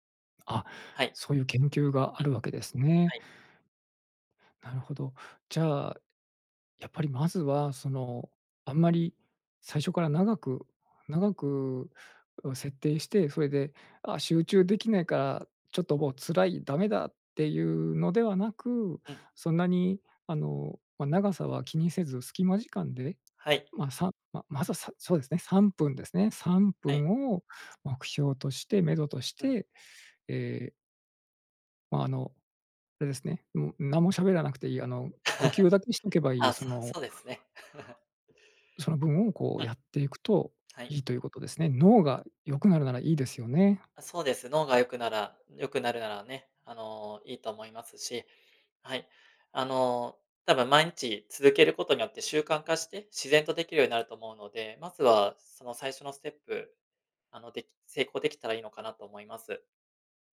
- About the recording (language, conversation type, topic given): Japanese, advice, ストレス対処のための瞑想が続けられないのはなぜですか？
- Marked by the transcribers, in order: other background noise; laugh; laugh